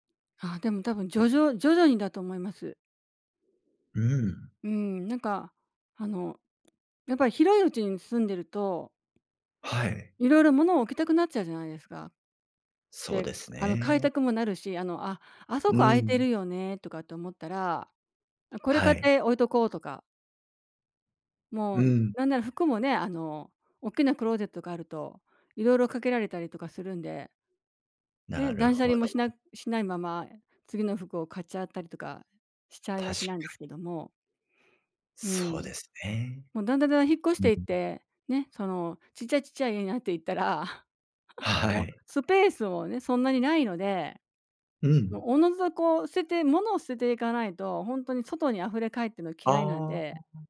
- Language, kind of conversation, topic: Japanese, podcast, 小さい家で心地よく暮らすために大切なことは何ですか？
- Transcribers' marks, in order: tapping; chuckle